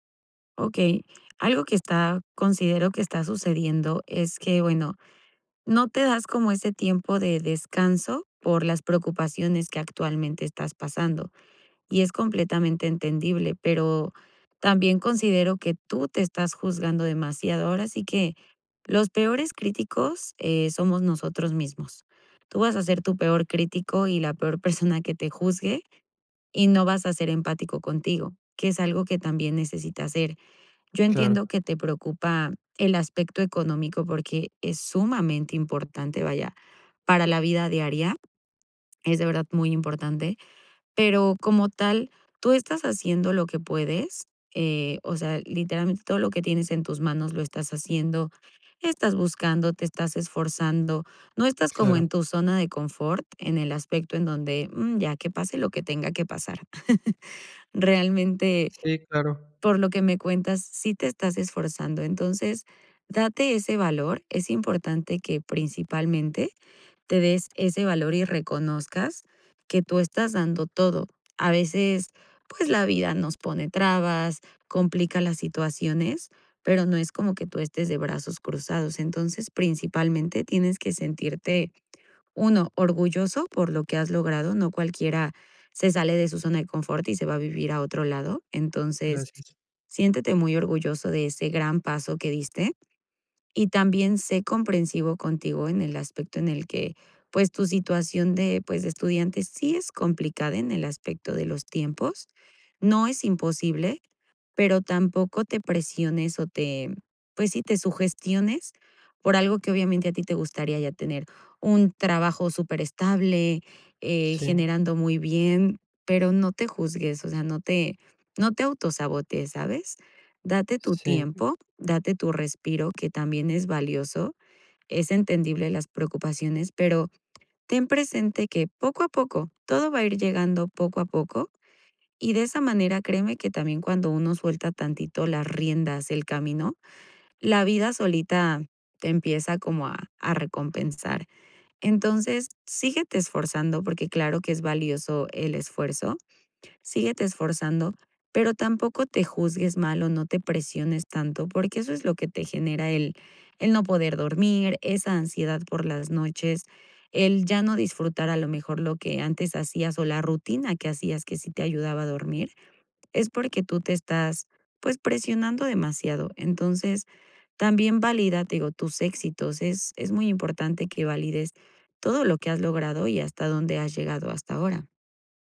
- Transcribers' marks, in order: laugh; tapping; other noise
- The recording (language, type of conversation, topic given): Spanish, advice, ¿Cómo puedo manejar la sobrecarga mental para poder desconectar y descansar por las noches?